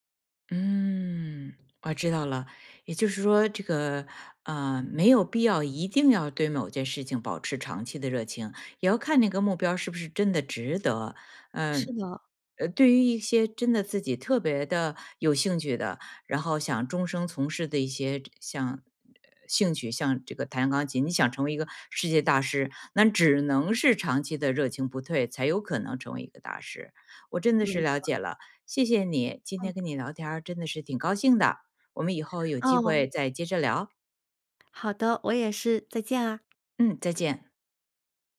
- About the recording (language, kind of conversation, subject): Chinese, podcast, 你是怎么保持长期热情不退的？
- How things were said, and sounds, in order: "兴趣" said as "兴取"; other background noise